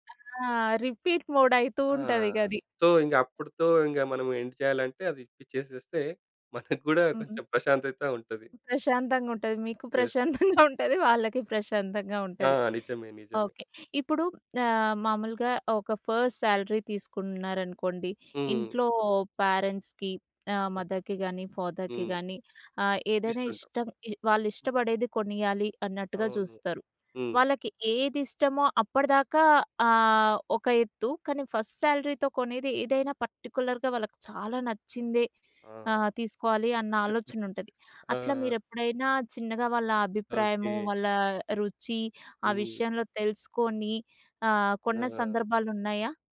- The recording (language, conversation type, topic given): Telugu, podcast, ఎవరైనా వ్యక్తి అభిరుచిని తెలుసుకోవాలంటే మీరు ఏ రకమైన ప్రశ్నలు అడుగుతారు?
- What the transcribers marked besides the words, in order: in English: "రిపీట్ మోడ్"; in English: "సో"; in English: "ఎండ్"; chuckle; in English: "యస్"; laugh; in English: "ఫస్ట్ శాలరీ"; in English: "పేరెంట్స్‌కి"; in English: "మదర్‍కి"; in English: "ఫాదర్‍కి"; in English: "ఫస్ట్ శాలరీతో"; in English: "పర్టిక్యులర్‌గా"; chuckle